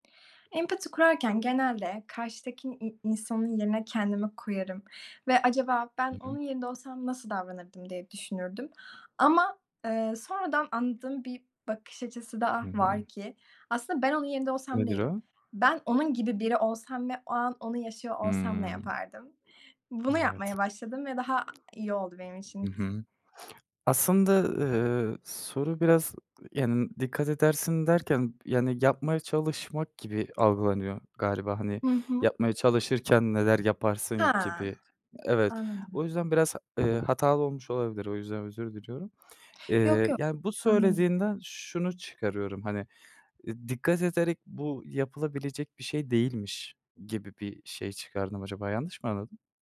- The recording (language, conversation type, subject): Turkish, podcast, Empati kurarken nelere dikkat edersin?
- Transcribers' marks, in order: tapping; other background noise